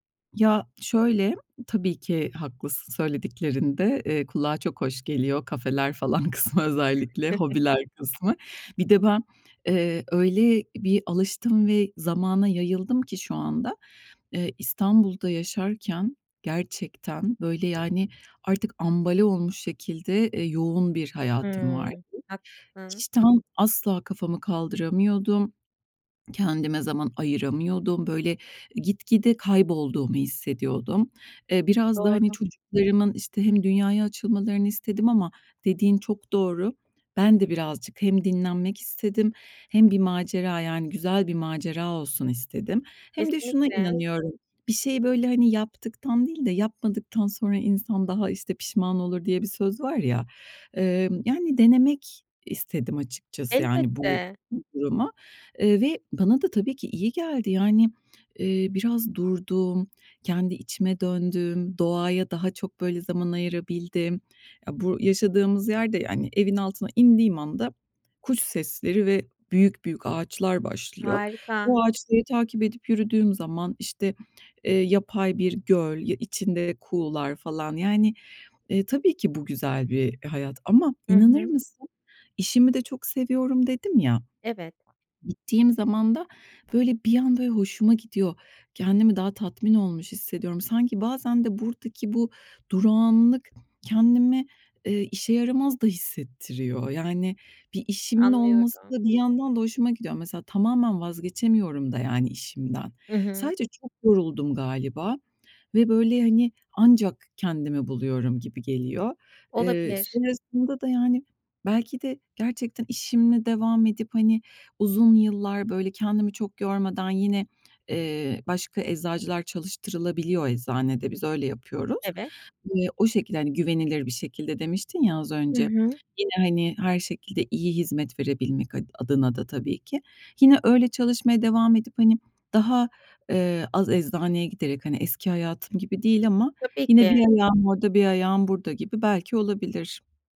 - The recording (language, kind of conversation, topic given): Turkish, advice, İşe dönmeyi düşündüğünüzde, işe geri dönme kaygınız ve daha yavaş bir tempoda ilerleme ihtiyacınızla ilgili neler hissediyorsunuz?
- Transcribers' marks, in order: laughing while speaking: "falan kısmı özellikle"; chuckle; swallow; swallow; other background noise